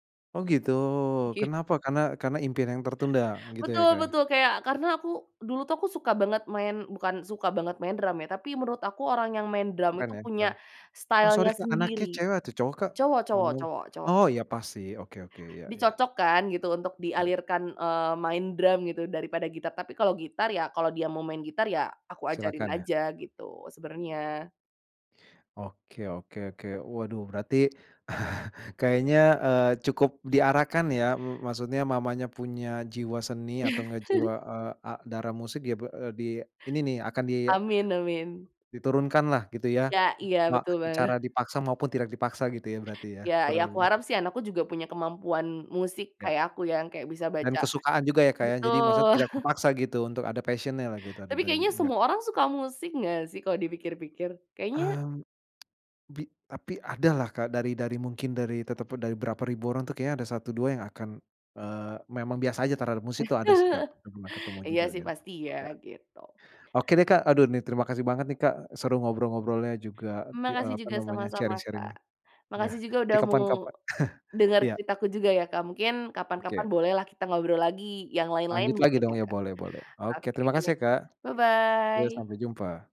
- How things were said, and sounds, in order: unintelligible speech; in English: "style-nya"; laugh; laugh; in English: "passion-nya"; unintelligible speech; tsk; laugh; in English: "sharing-sharing-nya"; chuckle; in English: "bye-bye"
- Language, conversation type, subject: Indonesian, podcast, Lagu apa yang ingin kamu ajarkan kepada anakmu kelak?